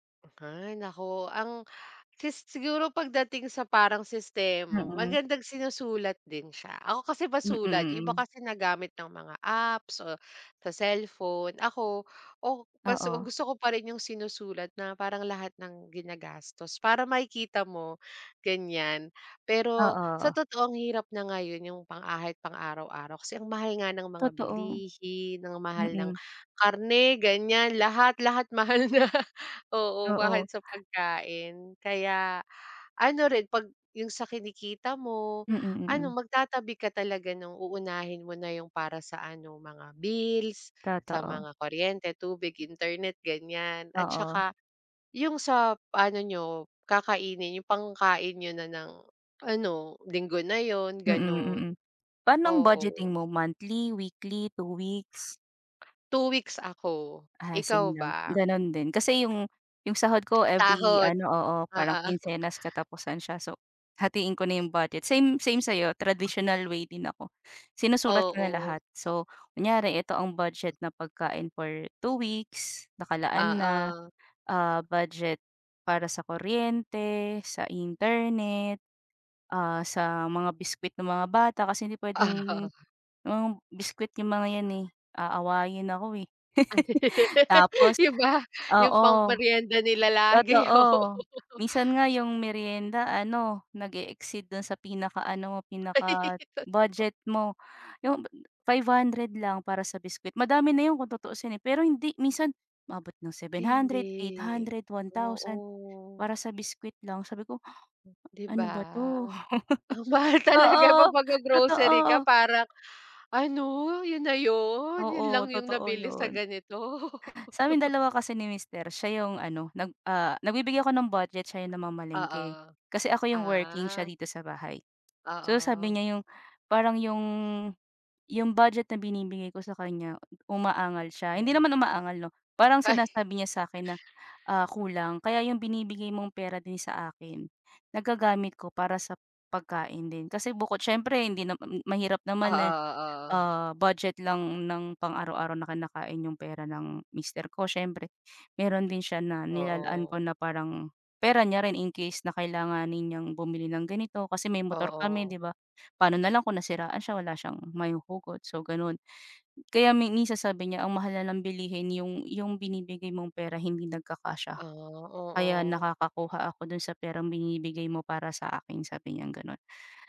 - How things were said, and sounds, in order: tapping; laughing while speaking: "na"; laughing while speaking: "Oo"; laugh; laughing while speaking: "oo"; laugh; laughing while speaking: "Ay, totoo"; drawn out: "Hindi. Oo"; drawn out: "'Di ba?"; laughing while speaking: "Ang mahal talaga"; chuckle; laughing while speaking: "ganito?"; laugh; other background noise; laughing while speaking: "Ay"
- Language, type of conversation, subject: Filipino, unstructured, Paano ka nagsisimulang mag-ipon ng pera, at ano ang pinakaepektibong paraan para magbadyet?